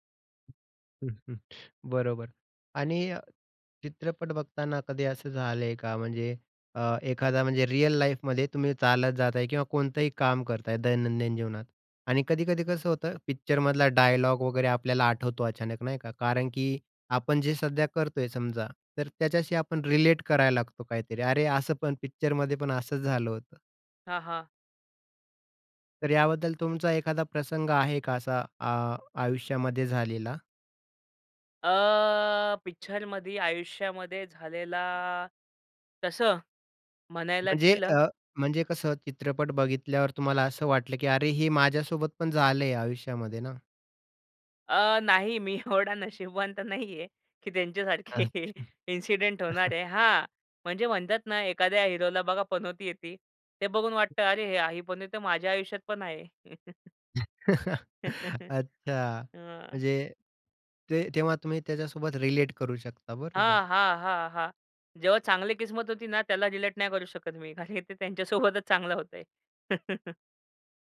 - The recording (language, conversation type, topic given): Marathi, podcast, चित्रपट पाहताना तुमच्यासाठी सर्वात महत्त्वाचं काय असतं?
- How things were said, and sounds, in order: chuckle; in English: "रिअल लाईफमध्ये"; drawn out: "अ"; drawn out: "झालेला"; laughing while speaking: "मी एवढा नशिबवान तर नाही आहे की त्यांच्यासारखे"; in English: "इन्सिडेंट"; chuckle; other background noise; chuckle; in English: "रिलेट"; in English: "रिलेट"; laughing while speaking: "खाली ते त्यांच्यासोबतच"; chuckle